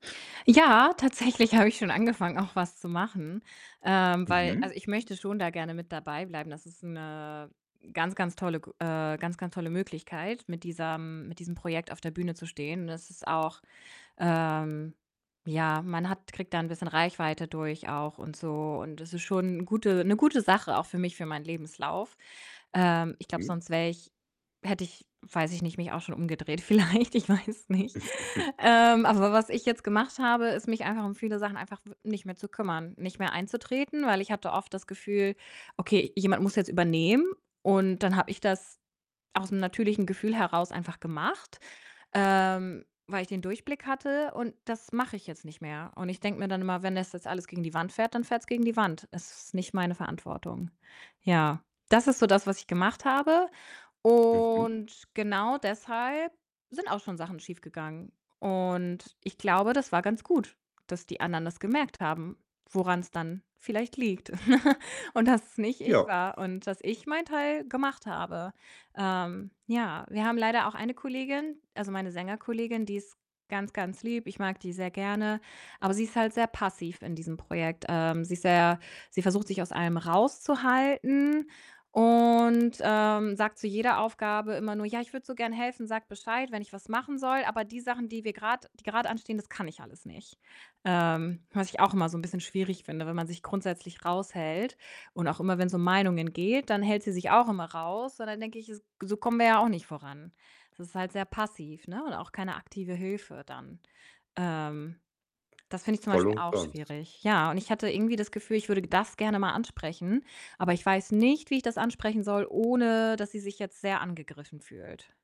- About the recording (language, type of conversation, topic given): German, advice, Wie zeigt sich in deinem Team eine unfaire Arbeitsverteilung?
- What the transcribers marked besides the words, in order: distorted speech; drawn out: "'ne"; laughing while speaking: "vielleicht, ich weiß nicht"; snort; drawn out: "und"; mechanical hum; giggle